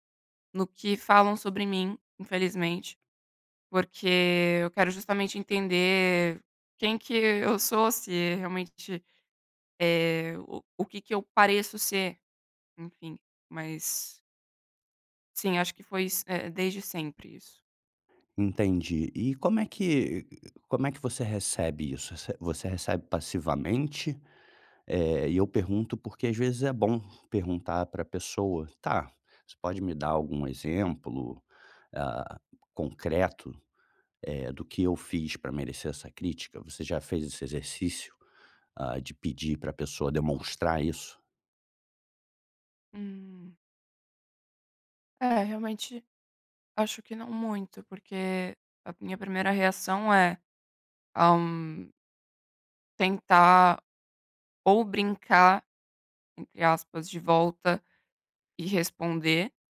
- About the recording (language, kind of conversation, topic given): Portuguese, advice, Como posso parar de me culpar demais quando recebo críticas?
- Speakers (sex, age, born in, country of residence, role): female, 20-24, Italy, Italy, user; male, 35-39, Brazil, Germany, advisor
- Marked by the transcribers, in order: none